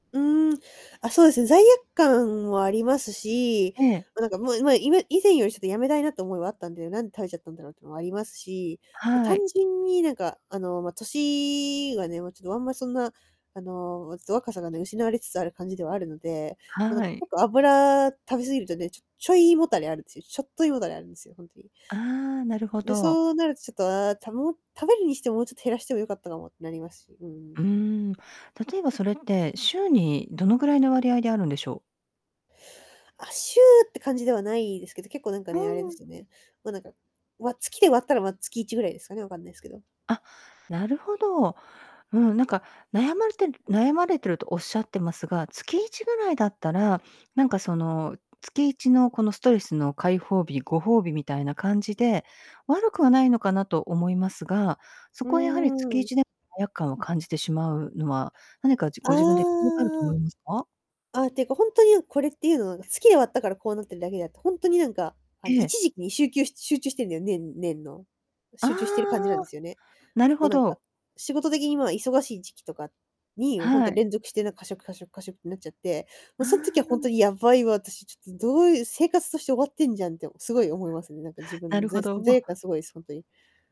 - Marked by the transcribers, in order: static; distorted speech; other background noise; unintelligible speech
- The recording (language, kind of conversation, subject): Japanese, advice, ストレスや感情が原因で過食してしまうのですが、どうすれば対処できますか？